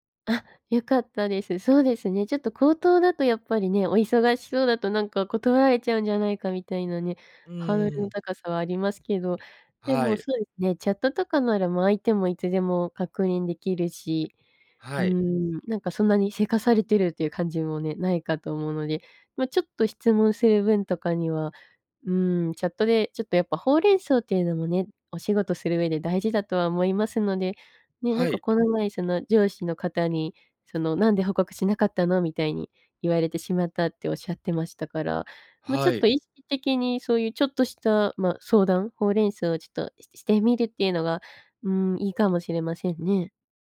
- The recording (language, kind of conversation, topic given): Japanese, advice, なぜ私は人に頼らずに全部抱え込み、燃え尽きてしまうのでしょうか？
- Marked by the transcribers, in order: none